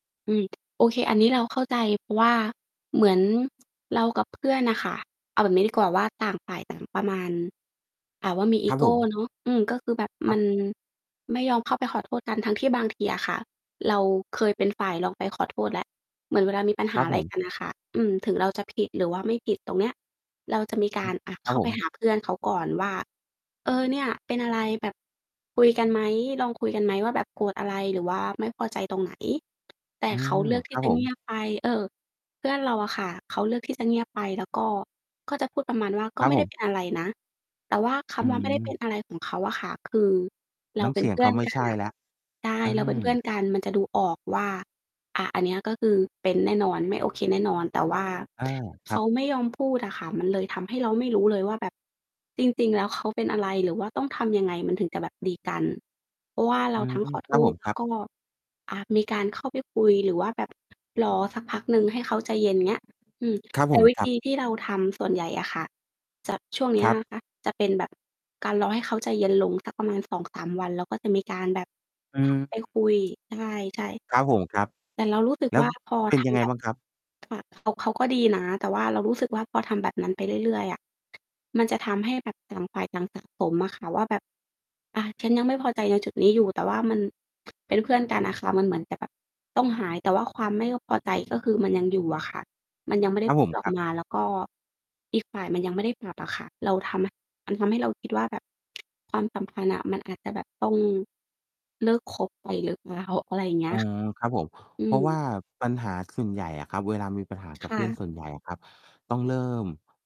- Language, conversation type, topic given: Thai, unstructured, คุณเคยมีความขัดแย้งกับเพื่อนแล้วแก้ไขอย่างไร?
- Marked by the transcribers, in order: mechanical hum; other street noise; distorted speech; static